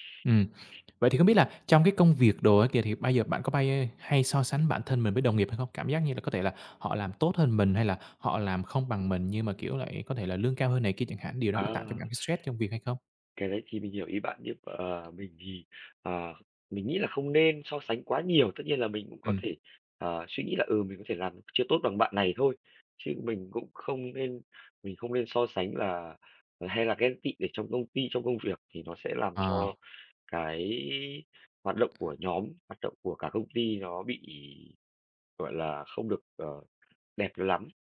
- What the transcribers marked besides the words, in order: tapping
- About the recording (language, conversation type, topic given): Vietnamese, podcast, Bạn đã từng bị căng thẳng vì công việc chưa, và bạn làm gì để vượt qua?